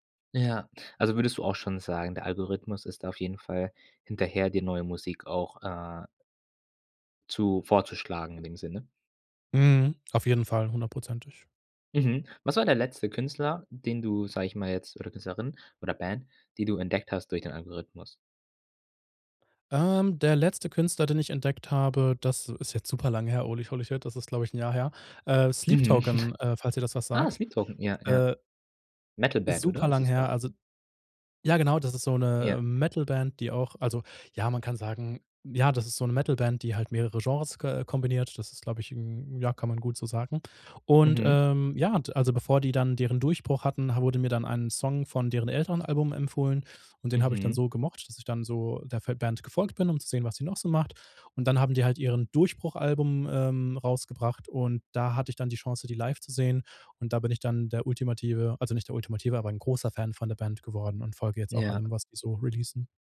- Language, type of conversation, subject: German, podcast, Was macht ein Lied typisch für eine Kultur?
- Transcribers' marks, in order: in English: "holy, holy shit"; chuckle; in English: "releasen"